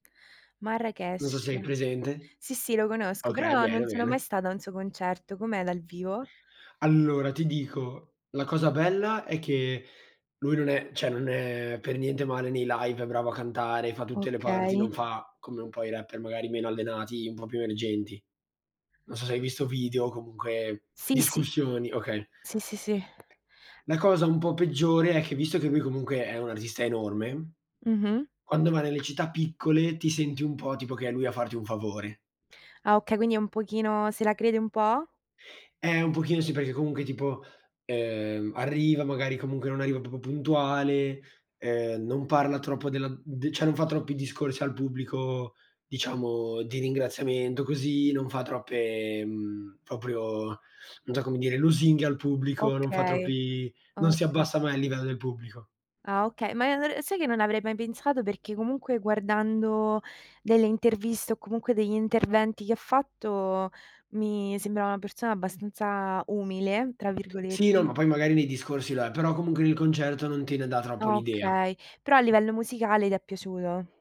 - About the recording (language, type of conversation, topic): Italian, unstructured, Cosa ti piace di più di un concerto dal vivo?
- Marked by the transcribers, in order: tapping; "cioè" said as "ceh"; in English: "live"; "proprio" said as "popo"; "cioè" said as "ceh"; unintelligible speech; other background noise